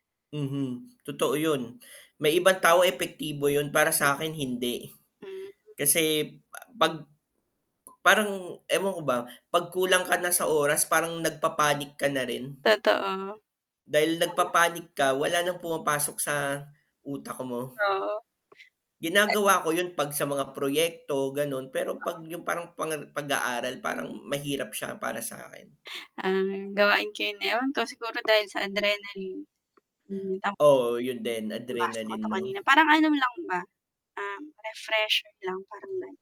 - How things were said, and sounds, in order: tapping; unintelligible speech; distorted speech; in English: "adrenaline"; unintelligible speech; in English: "adrenaline"; static
- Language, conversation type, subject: Filipino, unstructured, Mas gusto mo bang mag-aral sa umaga o sa gabi?